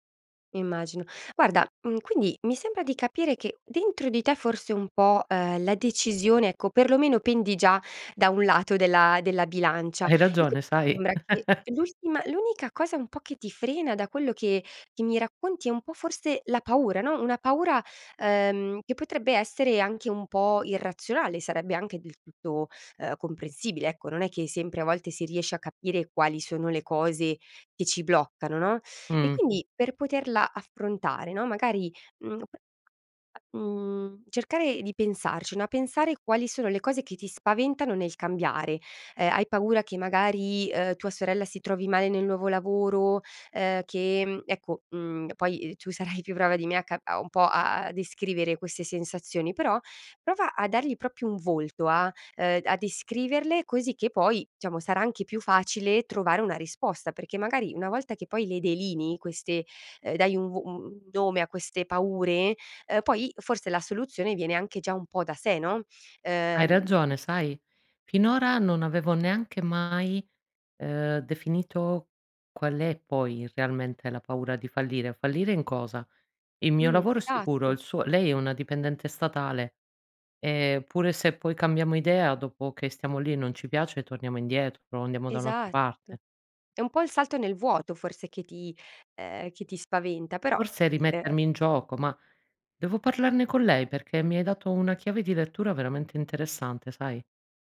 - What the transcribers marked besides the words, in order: laugh; unintelligible speech; laughing while speaking: "sarai"; "diciamo" said as "ciamo"; "delinei" said as "delini"; unintelligible speech
- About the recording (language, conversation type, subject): Italian, advice, Come posso cambiare vita se ho voglia di farlo ma ho paura di fallire?